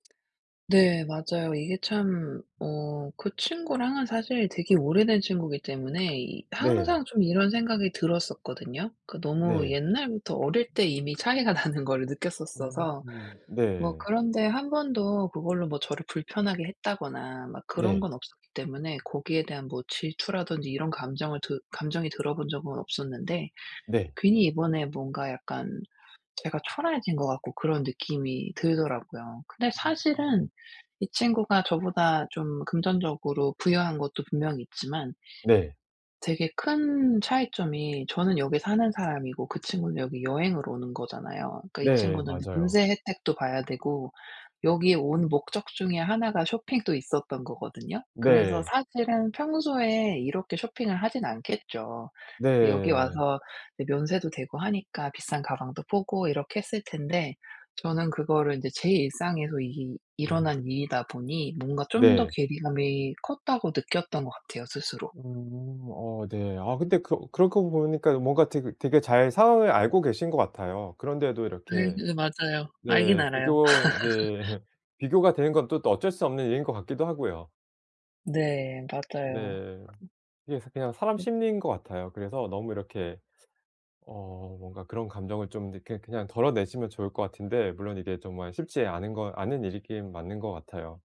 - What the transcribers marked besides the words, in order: other background noise; tapping; laughing while speaking: "차이가 나는 거를"; laugh
- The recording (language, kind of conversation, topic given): Korean, advice, 다른 사람과 소비를 비교하는 습관을 어떻게 멈출 수 있을까요?